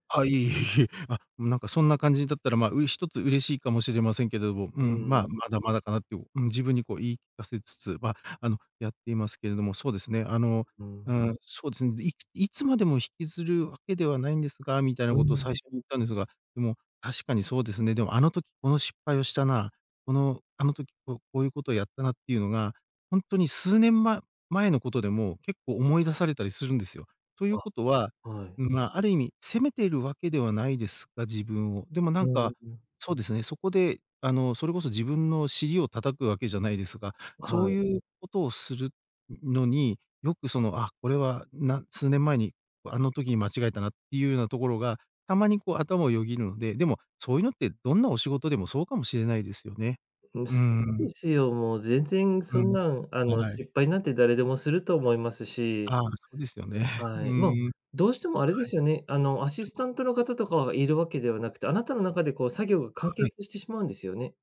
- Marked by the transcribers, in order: none
- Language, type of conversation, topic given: Japanese, advice, 失敗するといつまでも自分を責めてしまう